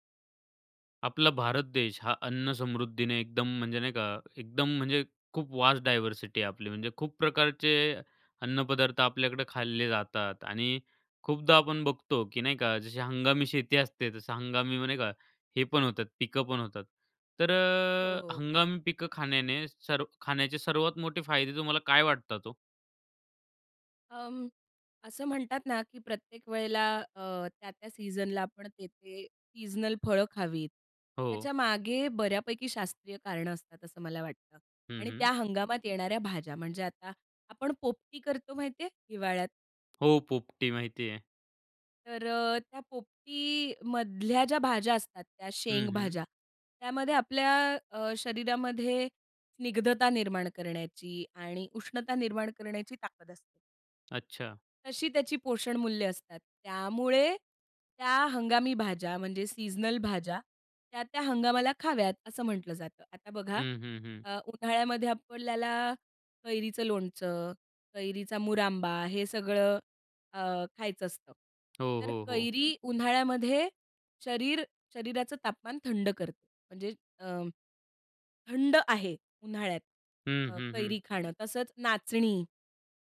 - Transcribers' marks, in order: in English: "वास्ट डायव्हर्सिटी"; unintelligible speech; in English: "सीझनला"; in English: "सीजनल"; other background noise; in English: "सीझनल"
- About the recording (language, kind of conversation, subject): Marathi, podcast, हंगामी पिकं खाल्ल्याने तुम्हाला कोणते फायदे मिळतात?